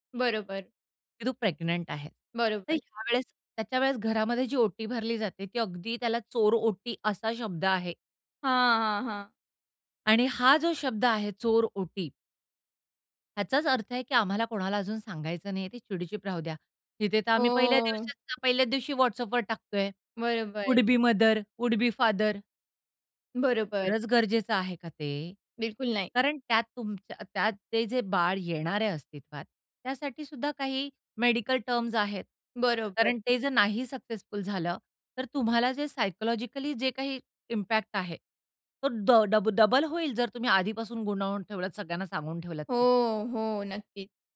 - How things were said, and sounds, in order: drawn out: "हो"; in English: "वुल्ड बी मदर, वुल्ड बी फादर"; in English: "इम्पॅक्ट"
- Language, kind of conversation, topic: Marathi, podcast, त्यांची खाजगी मोकळीक आणि सार्वजनिक आयुष्य यांच्यात संतुलन कसं असावं?